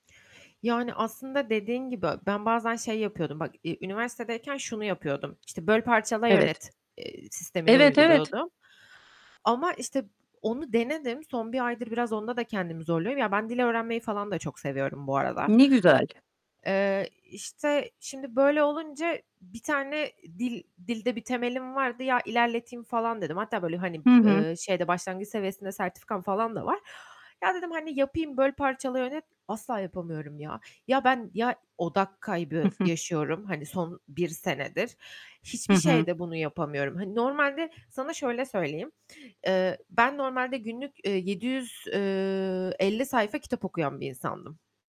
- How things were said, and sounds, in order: tapping; other background noise; static
- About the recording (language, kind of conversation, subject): Turkish, advice, Kısa dikkat süreni ve çabuk sıkılmanı nasıl yaşıyorsun?
- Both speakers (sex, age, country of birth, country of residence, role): female, 30-34, Turkey, Netherlands, user; female, 50-54, Turkey, Portugal, advisor